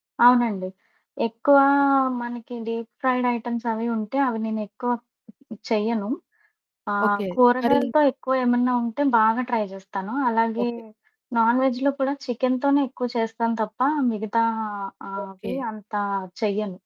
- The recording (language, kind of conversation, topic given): Telugu, podcast, మీరు కొత్త రుచులను ఎలా అన్వేషిస్తారు?
- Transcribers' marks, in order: in English: "ట్రై"; in English: "నాన్ వెజ్‌లో"